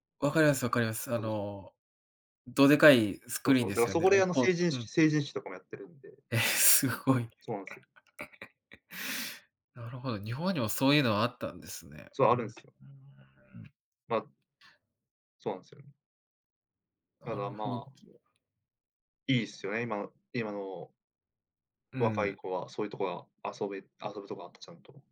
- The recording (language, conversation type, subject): Japanese, unstructured, 地域のおすすめスポットはどこですか？
- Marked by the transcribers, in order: laughing while speaking: "え、すごい"; chuckle; tapping; other background noise